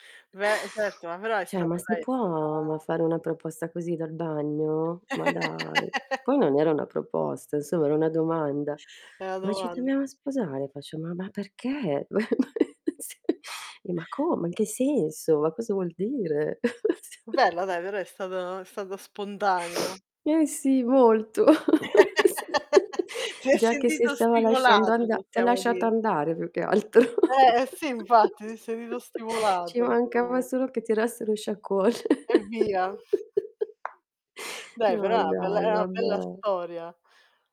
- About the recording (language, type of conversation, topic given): Italian, unstructured, Che cosa ti fa sorridere quando pensi alla persona che ami?
- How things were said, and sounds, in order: "Cioè" said as "ceh"; distorted speech; other background noise; static; tapping; laugh; laughing while speaking: "Ma"; unintelligible speech; chuckle; laughing while speaking: "S"; chuckle; chuckle; laugh; laughing while speaking: "Eh sì"; laughing while speaking: "altro"; background speech; chuckle; laughing while speaking: "sciacquone"; chuckle